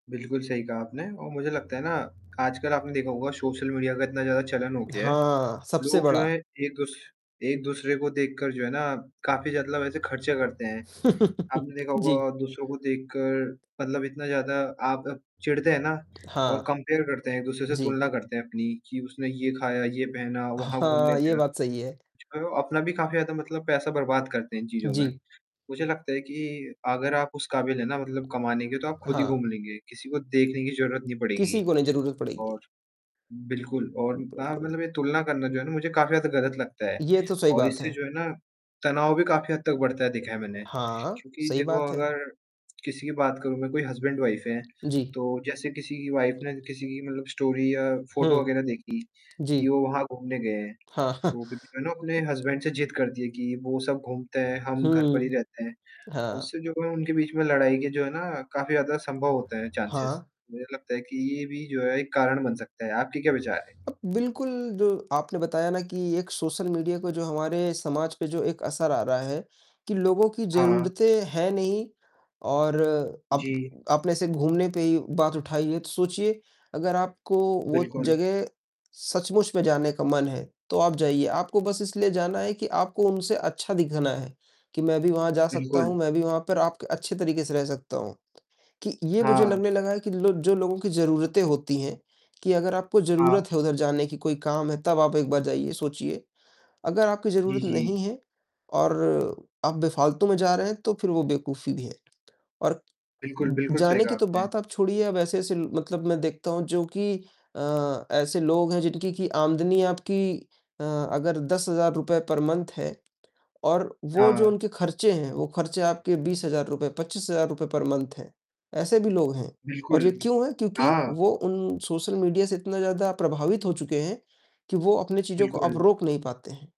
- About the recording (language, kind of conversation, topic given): Hindi, unstructured, आजकल पैसे बचाना इतना मुश्किल क्यों हो गया है?
- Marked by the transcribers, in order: static; mechanical hum; distorted speech; tapping; chuckle; in English: "कंपेयर"; laughing while speaking: "हाँ"; in English: "हसबैंड, वाइफ़"; other background noise; in English: "वाइफ़"; in English: "हसबैंड"; chuckle; other noise; in English: "चांसेस"; in English: "पर मंथ"; in English: "पर मंथ"